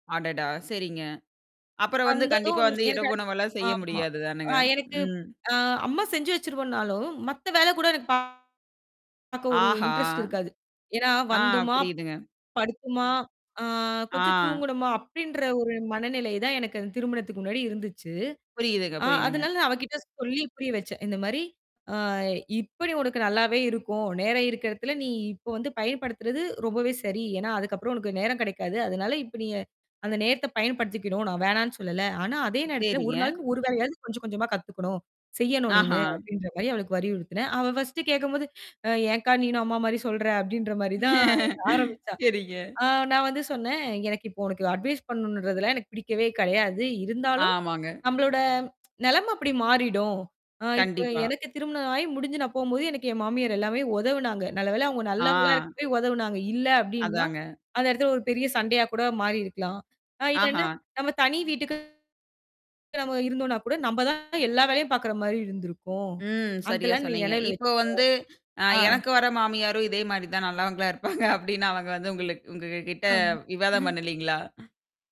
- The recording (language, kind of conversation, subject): Tamil, podcast, வீட்டு வேலைகளில் குழந்தைகள் பங்கேற்கும்படி நீங்கள் எப்படிச் செய்வீர்கள்?
- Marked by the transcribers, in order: tsk; distorted speech; mechanical hum; in English: "இன்டெரெஸ்ட்"; "வலியுறுத்துனேன்" said as "வரி உறுத்துனேன்"; laugh; laughing while speaking: "சரிங்க"; tsk; laughing while speaking: "நல்லவங்களா இருப்பாங்க"; chuckle